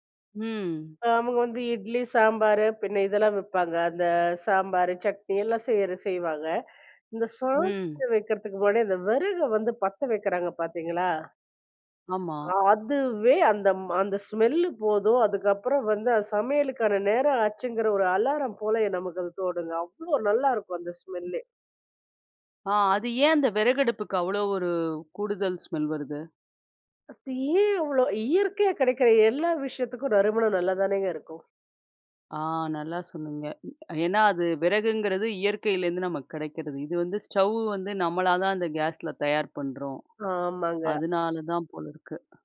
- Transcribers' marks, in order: in English: "ஸ்மெல்லு"; in English: "ஸ்மெல்லே!"; other background noise; in English: "ஸ்மெல்"; in English: "ஸ்டவ்"
- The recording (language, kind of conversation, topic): Tamil, podcast, உணவு சுடும் போது வரும் வாசனைக்கு தொடர்பான ஒரு நினைவை நீங்கள் பகிர முடியுமா?